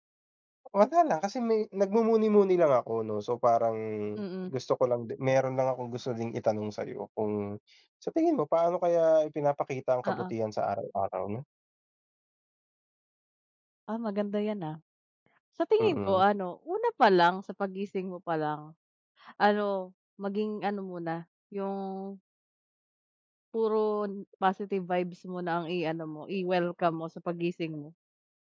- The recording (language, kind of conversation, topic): Filipino, unstructured, Paano mo ipinapakita ang kabutihan sa araw-araw?
- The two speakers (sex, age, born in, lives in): female, 30-34, United Arab Emirates, Philippines; male, 30-34, Philippines, Philippines
- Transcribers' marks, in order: in English: "positive vibes"